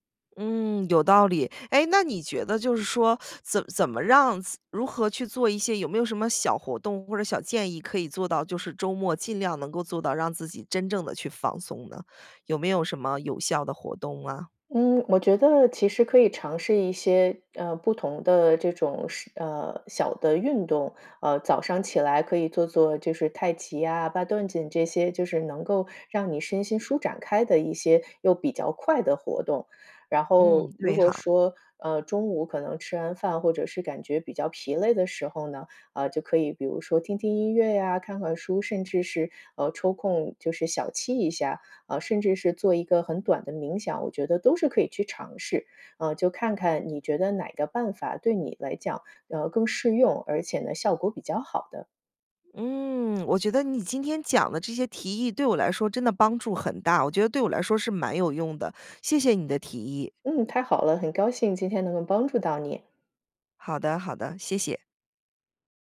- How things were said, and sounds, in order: teeth sucking
- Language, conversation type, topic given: Chinese, advice, 为什么我周末总是放不下工作，无法真正放松？